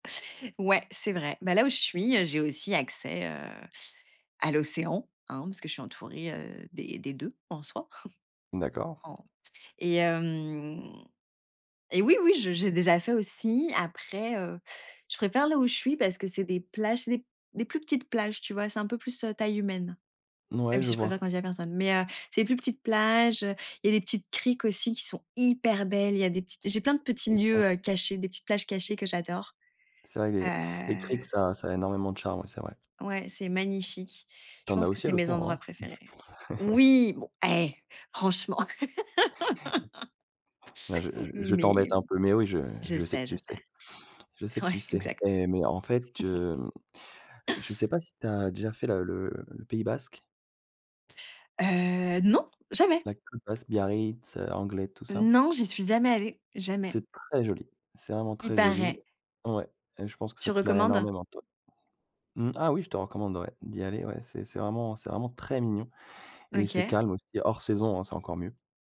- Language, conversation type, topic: French, podcast, Quel est un lieu naturel qui te fait du bien, et pourquoi ?
- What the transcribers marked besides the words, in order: stressed: "l'océan"; chuckle; drawn out: "heu"; chuckle; stressed: "eh"; laugh; chuckle